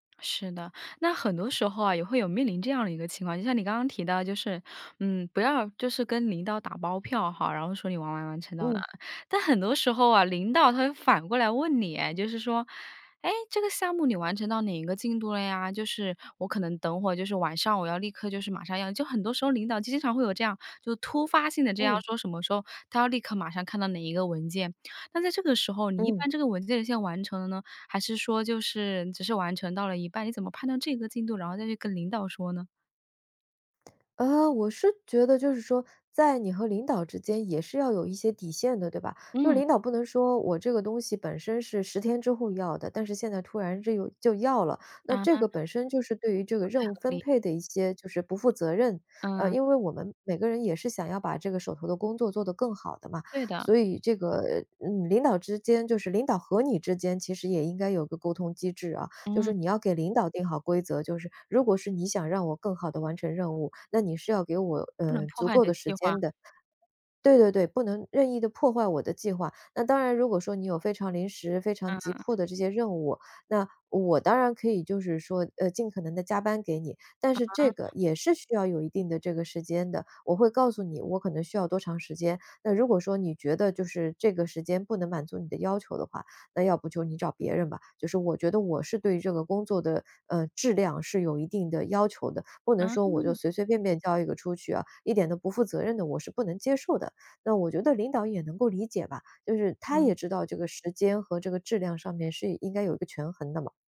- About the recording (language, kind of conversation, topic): Chinese, podcast, 你会怎样克服拖延并按计划学习？
- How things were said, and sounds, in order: none